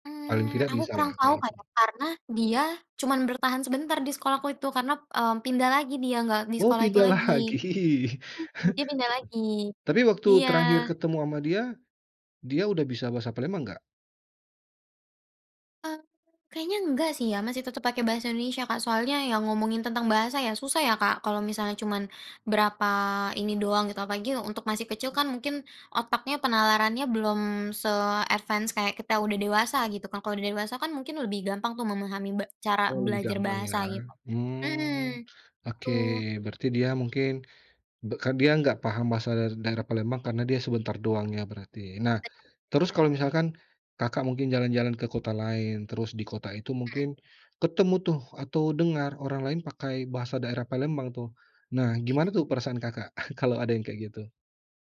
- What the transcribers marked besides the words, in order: laughing while speaking: "lagi!"; chuckle; in English: "se-advance"; tapping; unintelligible speech; chuckle
- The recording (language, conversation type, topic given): Indonesian, podcast, Bagaimana caramu menjaga bahasa daerah agar tetap hidup?